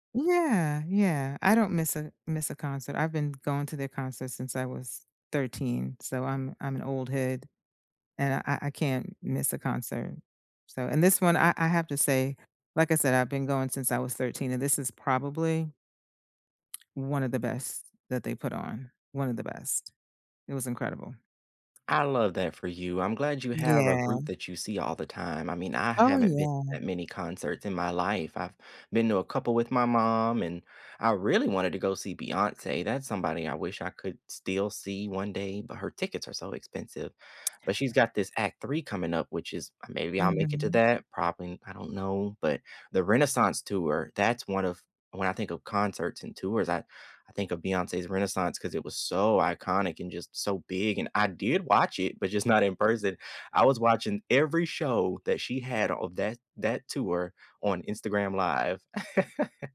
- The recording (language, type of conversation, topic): English, unstructured, What was the last song you couldn't stop replaying, and what memory or feeling made it stick?
- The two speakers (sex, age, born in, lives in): female, 55-59, United States, United States; male, 30-34, United States, United States
- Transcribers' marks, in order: stressed: "so"; laugh